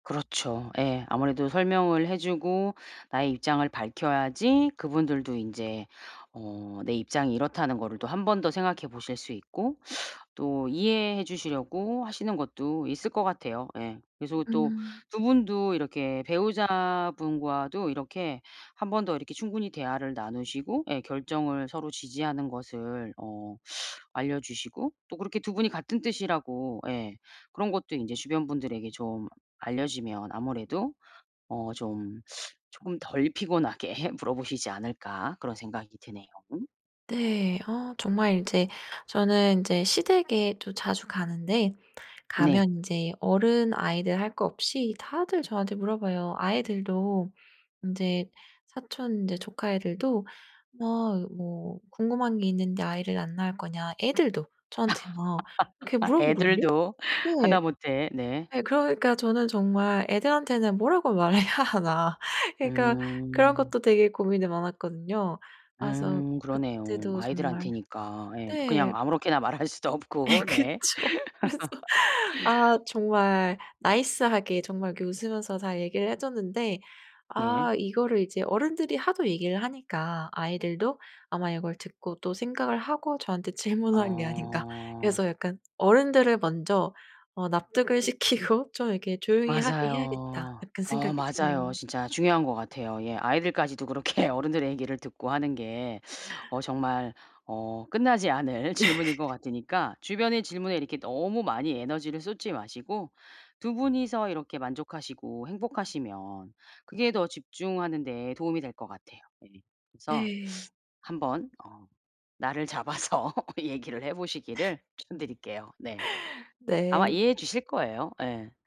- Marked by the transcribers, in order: other background noise; laughing while speaking: "피곤하게"; tapping; laugh; laughing while speaking: "말해야 하나.'"; laugh; laughing while speaking: "그쵸. 그래서"; laughing while speaking: "말할 수도"; laugh; background speech; laughing while speaking: "그렇게"; gasp; laughing while speaking: "네"; laughing while speaking: "잡아서"; laugh
- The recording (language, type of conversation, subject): Korean, advice, 아이를 가질지, 언제 갖는 게 좋을까요?